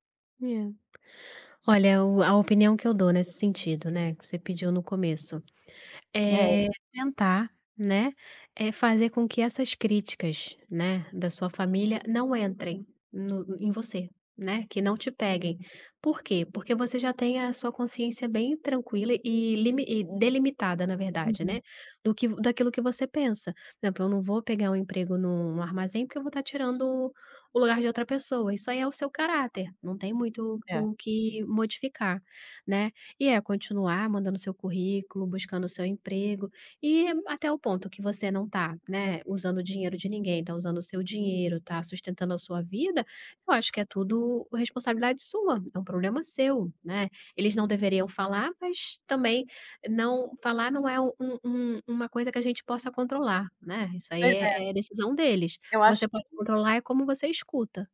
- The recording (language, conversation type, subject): Portuguese, advice, Como lidar com as críticas da minha família às minhas decisões de vida em eventos familiares?
- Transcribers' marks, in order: tapping